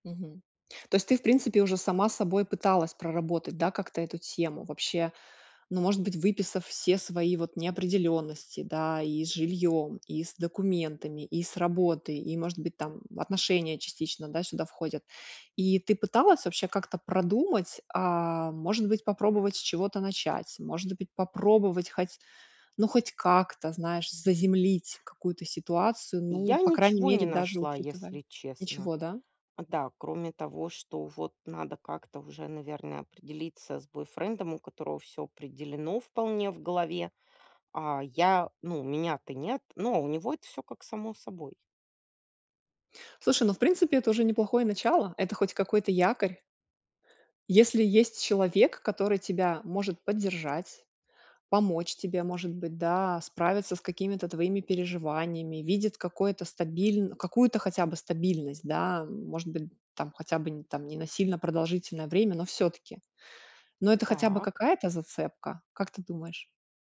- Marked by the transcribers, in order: none
- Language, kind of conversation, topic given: Russian, advice, Как сохранять спокойствие при длительной неопределённости в жизни и работе?